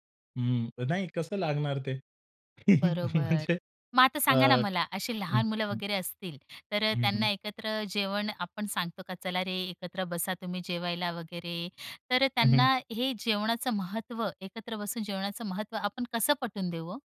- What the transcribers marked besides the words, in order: chuckle; laughing while speaking: "म्हणजे"
- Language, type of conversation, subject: Marathi, podcast, एकत्र जेवताना गप्पा मारणं तुम्हाला किती महत्त्वाचं वाटतं?